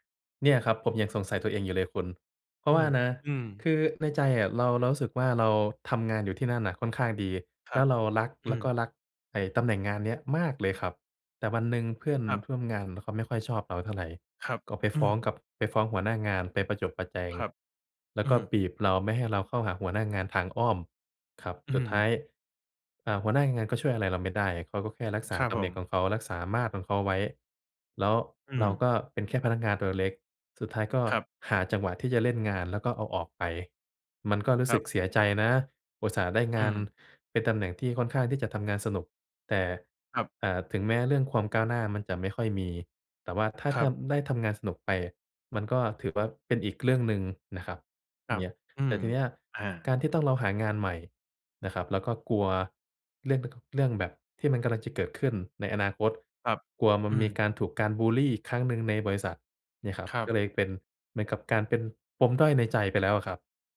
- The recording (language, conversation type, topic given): Thai, advice, คุณกลัวอนาคตที่ไม่แน่นอนและไม่รู้ว่าจะทำอย่างไรดีใช่ไหม?
- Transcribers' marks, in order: none